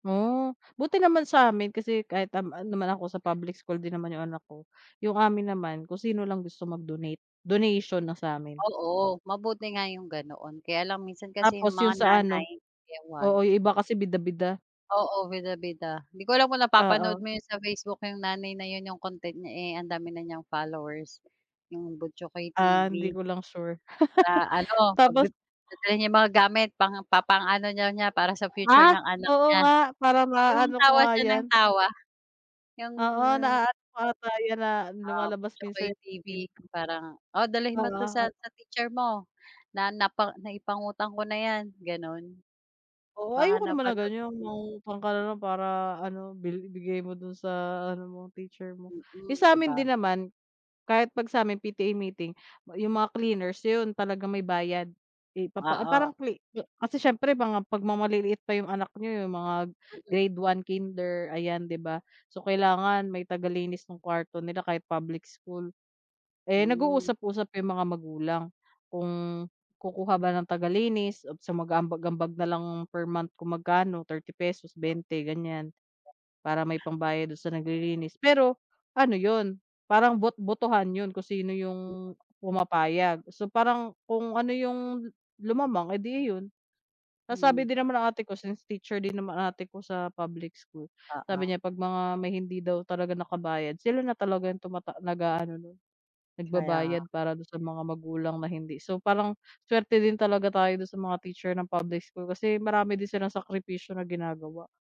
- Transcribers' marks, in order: laugh; other background noise
- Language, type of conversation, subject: Filipino, unstructured, Sa tingin mo ba, sulit ang halaga ng matrikula sa mga paaralan ngayon?